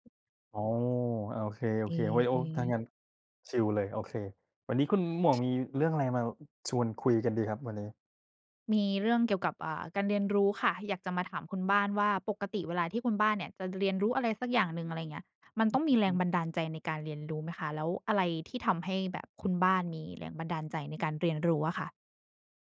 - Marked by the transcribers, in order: tapping; other background noise
- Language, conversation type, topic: Thai, unstructured, อะไรทำให้คุณมีแรงบันดาลใจในการเรียนรู้?